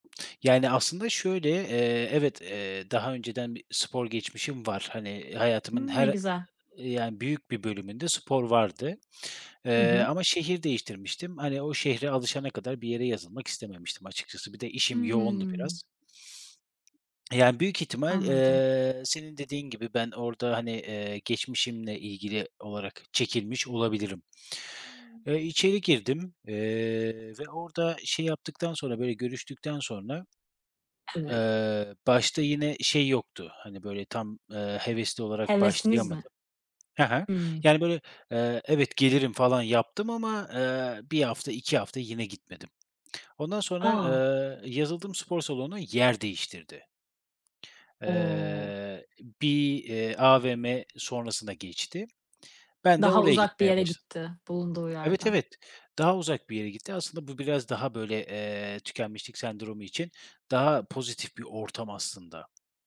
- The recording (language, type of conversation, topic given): Turkish, podcast, Tükenmişlikle nasıl mücadele ediyorsun?
- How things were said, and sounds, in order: other noise; tapping; other background noise